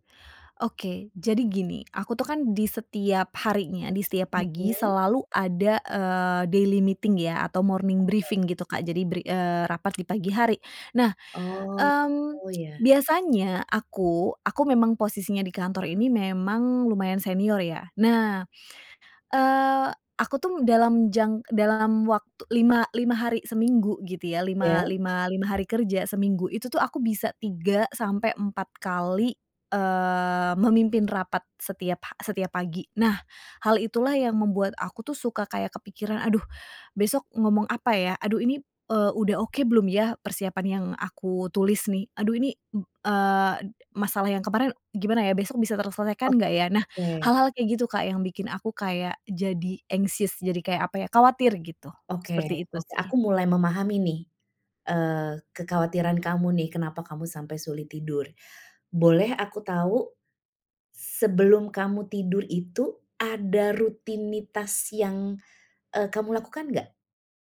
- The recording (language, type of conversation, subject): Indonesian, advice, Bagaimana kekhawatiran yang terus muncul membuat Anda sulit tidur?
- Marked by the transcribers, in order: in English: "daily meeting"; in English: "morning briefing"; tapping; other background noise; in English: "anxious"